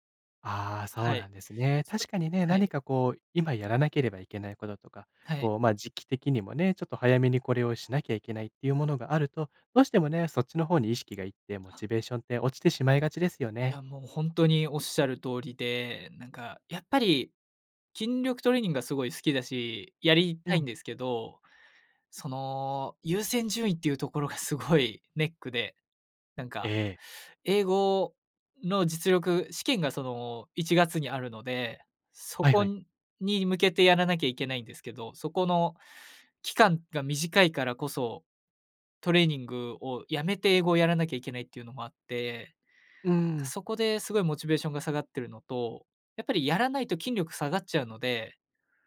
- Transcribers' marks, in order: none
- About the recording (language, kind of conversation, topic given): Japanese, advice, トレーニングへのモチベーションが下がっているのですが、どうすれば取り戻せますか?